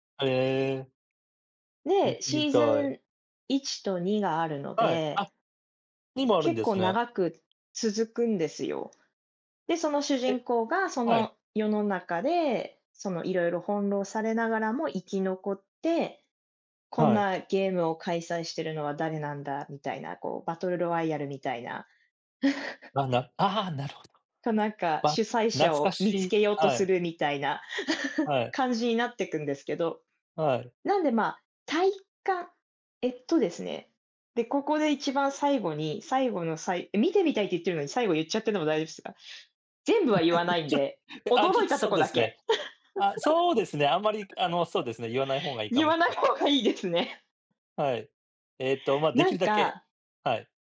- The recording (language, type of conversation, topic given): Japanese, unstructured, 今までに観た映画の中で、特に驚いた展開は何ですか？
- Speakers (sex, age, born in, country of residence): female, 30-34, Japan, United States; male, 40-44, Japan, United States
- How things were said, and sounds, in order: other background noise; chuckle; chuckle; chuckle; laugh; laughing while speaking: "言わない方がいいですね"